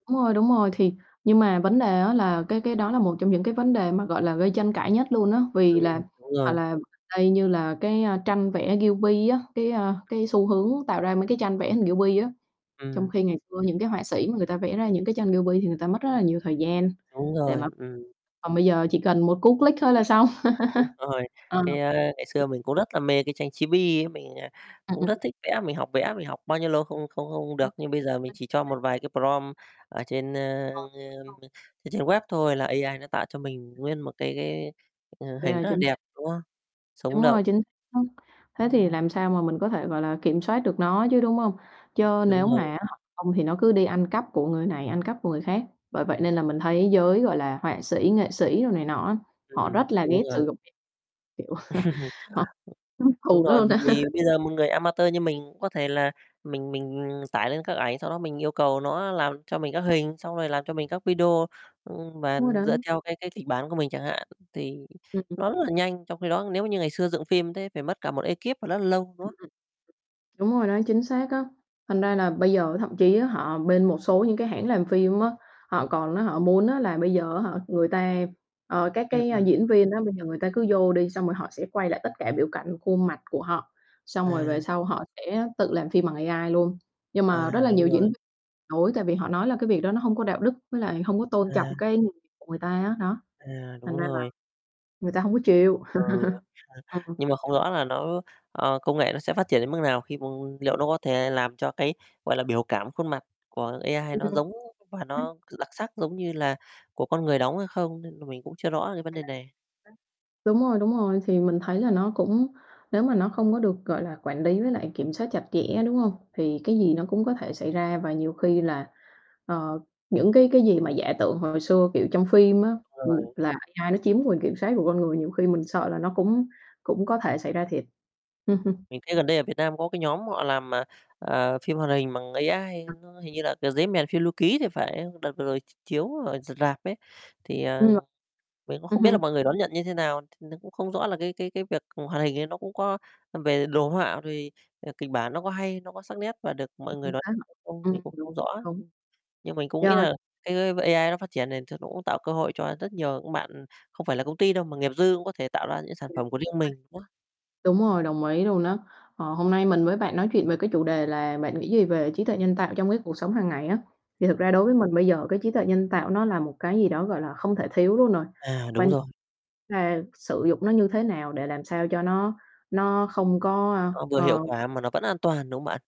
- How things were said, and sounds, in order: distorted speech; other background noise; "Ghibli" said as "ghiu bi"; tapping; "Ghibli" said as "ghiu bi"; "Ghibli" said as "ghiu bi"; chuckle; in English: "click"; laugh; unintelligible speech; in English: "prompt"; static; unintelligible speech; chuckle; other noise; chuckle; laugh; unintelligible speech; chuckle; unintelligible speech; unintelligible speech; unintelligible speech; unintelligible speech; unintelligible speech; unintelligible speech; unintelligible speech
- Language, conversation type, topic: Vietnamese, unstructured, Bạn nghĩ gì về trí tuệ nhân tạo trong cuộc sống hằng ngày?